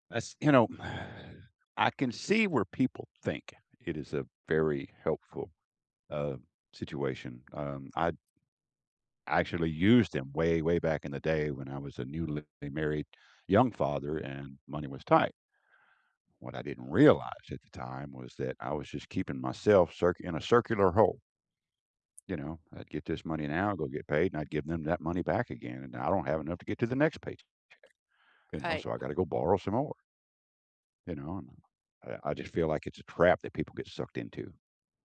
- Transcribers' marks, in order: sigh; other background noise
- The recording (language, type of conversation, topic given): English, unstructured, What are your views on payday loans and their impact?
- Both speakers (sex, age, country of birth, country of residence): female, 45-49, United States, United States; male, 55-59, United States, United States